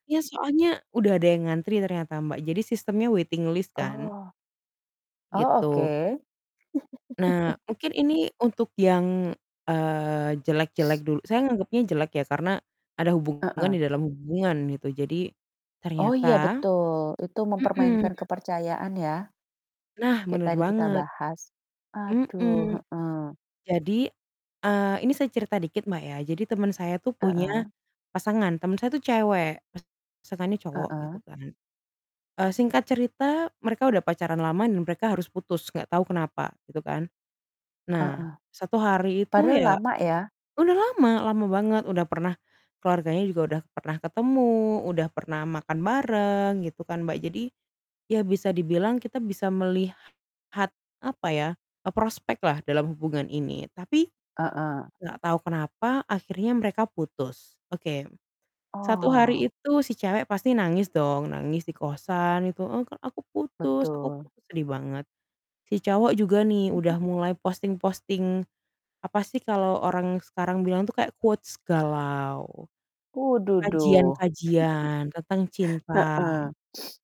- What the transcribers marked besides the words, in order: static; in English: "waiting list"; laugh; sniff; distorted speech; in English: "quotes"; chuckle; sniff
- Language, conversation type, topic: Indonesian, unstructured, Apa yang membuat seseorang jatuh cinta dalam waktu singkat?